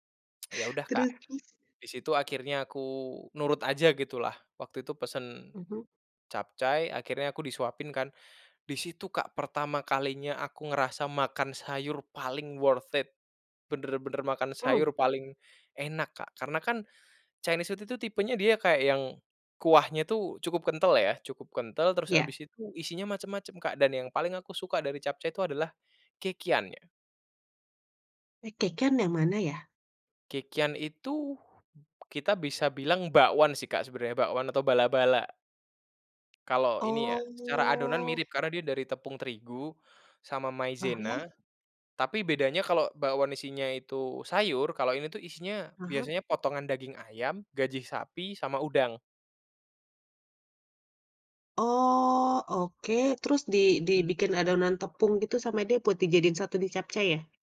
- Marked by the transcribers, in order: tsk; in English: "worth it"; in English: "Chinese food"; other noise; other background noise; drawn out: "Oh"
- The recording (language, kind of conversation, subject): Indonesian, podcast, Ceritakan makanan favoritmu waktu kecil, dong?